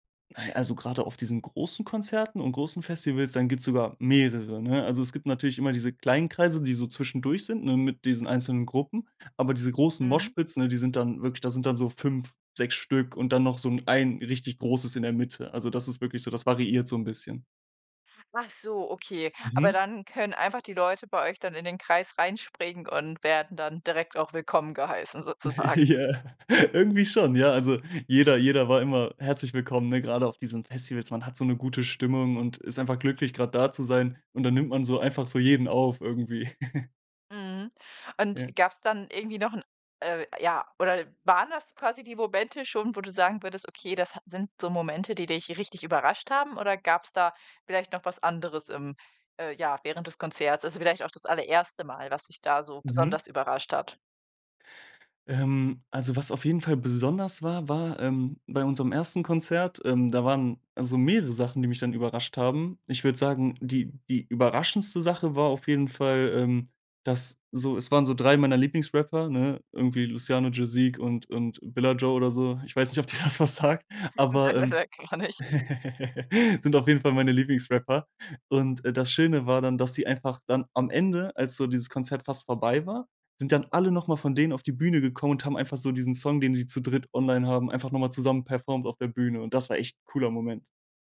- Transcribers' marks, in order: in English: "Moshpits"; laughing while speaking: "Ja, irgendwie schon, ja"; chuckle; laughing while speaking: "ob dir das was sagt"; chuckle; unintelligible speech; in English: "performed"
- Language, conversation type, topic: German, podcast, Woran erinnerst du dich, wenn du an dein erstes Konzert zurückdenkst?